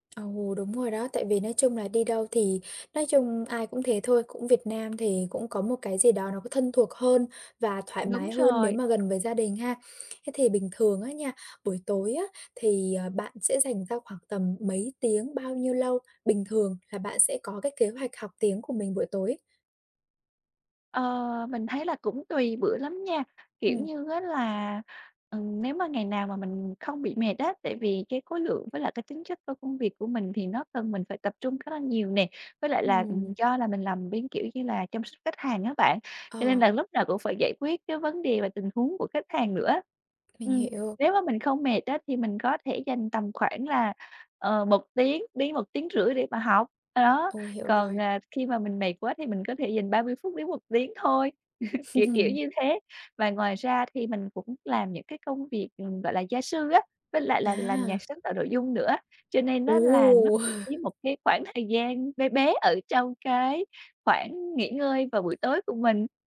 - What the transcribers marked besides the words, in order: other background noise; tapping; laughing while speaking: "tiếng thôi"; chuckle; chuckle
- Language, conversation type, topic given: Vietnamese, advice, Làm sao để kiên trì hoàn thành công việc dù đã mất hứng?